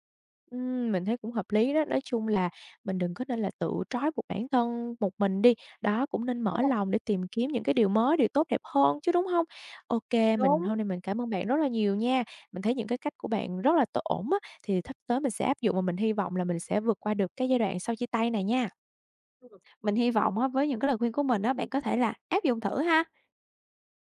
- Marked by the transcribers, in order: tapping; unintelligible speech; other background noise
- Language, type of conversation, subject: Vietnamese, advice, Sau khi chia tay một mối quan hệ lâu năm, vì sao tôi cảm thấy trống rỗng và vô cảm?